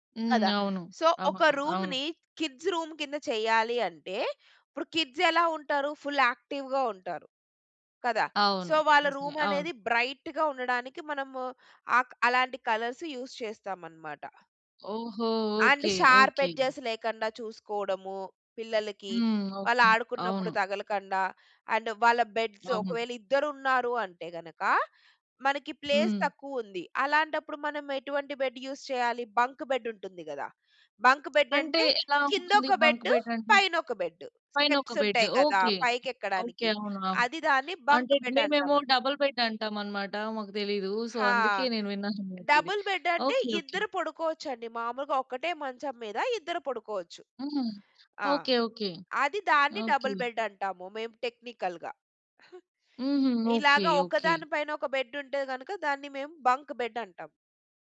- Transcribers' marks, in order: in English: "సో"; in English: "రూమ్‌ని కిడ్స్ రూమ్"; in English: "కిడ్స్"; in English: "ఫుల్ యాక్టివ్‌గా"; in English: "సో"; in English: "రూమ్"; in English: "బ్రైట్‌గా"; in English: "కలర్స్ యూజ్"; in English: "అండ్ షార్ప్ ఎడ్జెస్"; in English: "అండ్"; in English: "బెడ్స్"; in English: "ప్లేస్"; in English: "బెడ్ యూజ్"; in English: "బంక్ బెడ్"; in English: "బంక్ బెడ్"; in English: "బెడ్"; in English: "బంక్ బడ్"; in English: "బెడ్. స్టెప్స్"; in English: "బెడ్"; in English: "బంక్ బెడ్"; in English: "డబుల్ బెడ్"; in English: "సో"; in English: "డబుల్ బెడ్"; in English: "డబుల్ బెడ్"; in English: "టెక్నికల్‌గా"; in English: "బెడ్"; in English: "బంక్ బెడ్"
- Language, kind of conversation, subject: Telugu, podcast, చదువు ఎంపిక నీ జీవితాన్ని ఎలా మార్చింది?